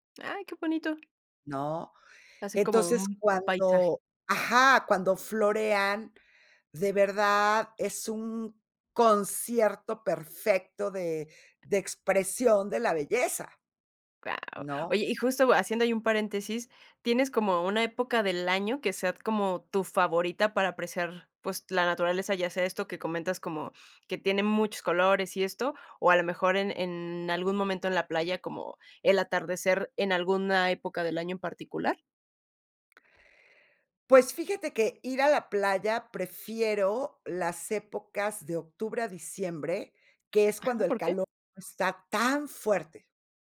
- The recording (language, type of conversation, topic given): Spanish, podcast, ¿Qué papel juega la naturaleza en tu salud mental o tu estado de ánimo?
- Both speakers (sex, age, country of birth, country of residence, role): female, 35-39, Mexico, Mexico, host; female, 60-64, Mexico, Mexico, guest
- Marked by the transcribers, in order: none